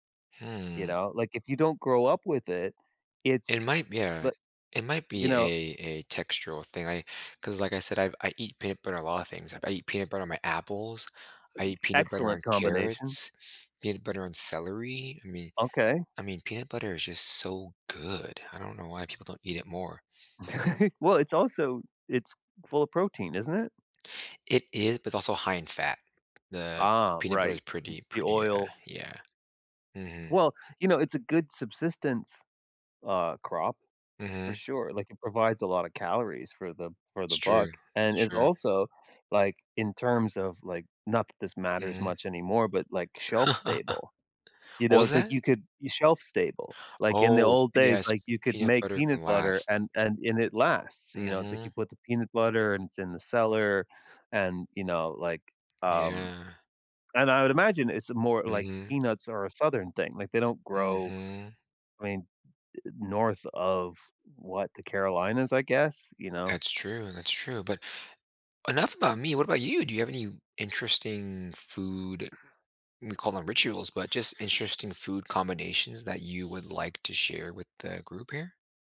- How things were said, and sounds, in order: stressed: "good"; laugh; laugh; tapping; other background noise
- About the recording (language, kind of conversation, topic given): English, unstructured, How should I handle my surprising little food rituals around others?